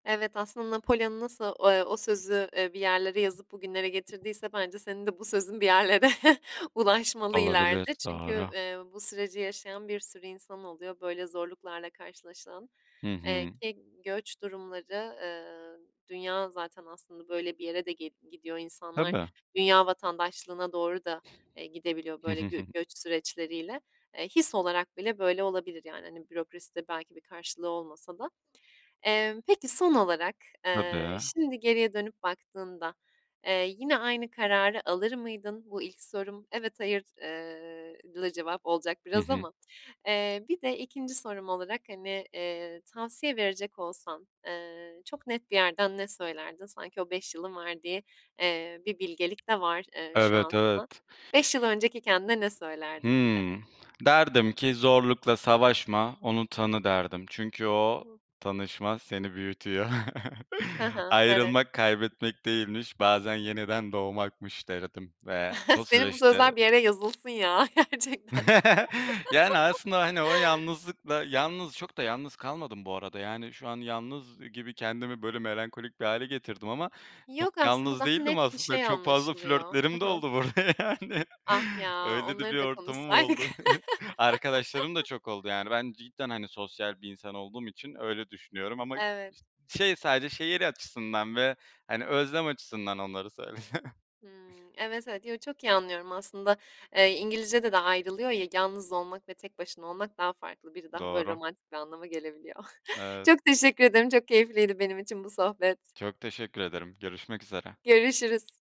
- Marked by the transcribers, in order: other background noise; tapping; chuckle; unintelligible speech; chuckle; chuckle; chuckle; laughing while speaking: "gerçekten"; chuckle; laughing while speaking: "burada yani"; chuckle; laughing while speaking: "konuşsaydık"; chuckle; chuckle; chuckle
- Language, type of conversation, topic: Turkish, podcast, Hayatındaki en büyük zorluğun üstesinden nasıl geldin?